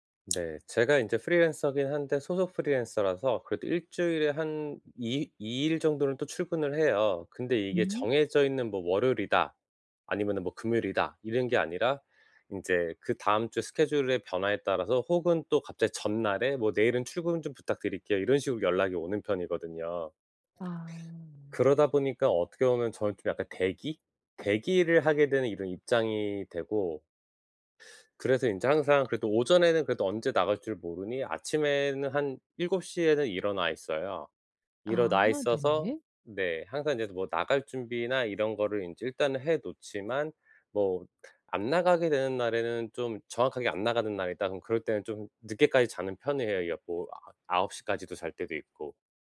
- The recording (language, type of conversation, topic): Korean, advice, 창의적인 아이디어를 얻기 위해 일상 루틴을 어떻게 바꾸면 좋을까요?
- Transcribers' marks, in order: other background noise; tapping